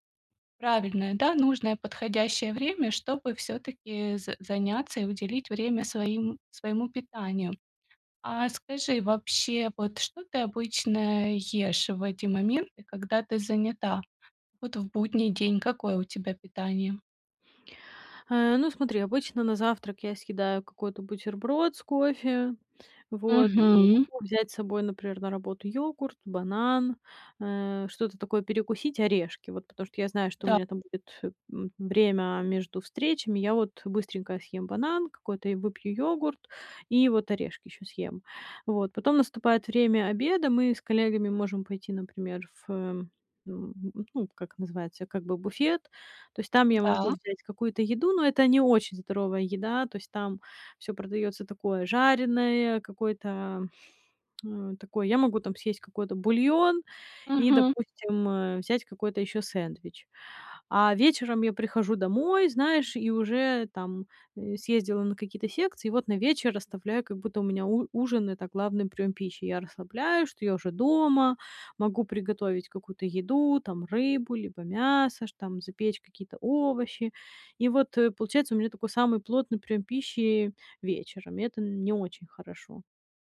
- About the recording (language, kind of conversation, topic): Russian, advice, Как наладить здоровое питание при плотном рабочем графике?
- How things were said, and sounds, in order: other background noise; lip smack